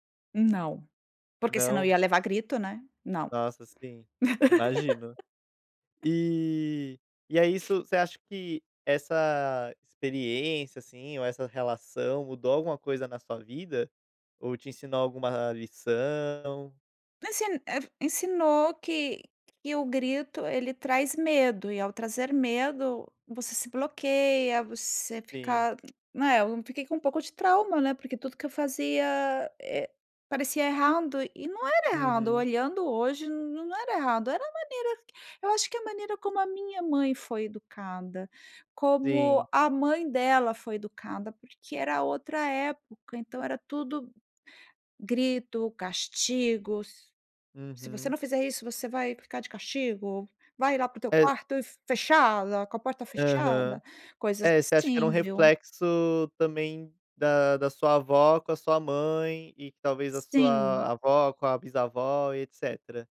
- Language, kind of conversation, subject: Portuguese, podcast, Me conta uma lembrança marcante da sua família?
- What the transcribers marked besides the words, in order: tapping; laugh; other background noise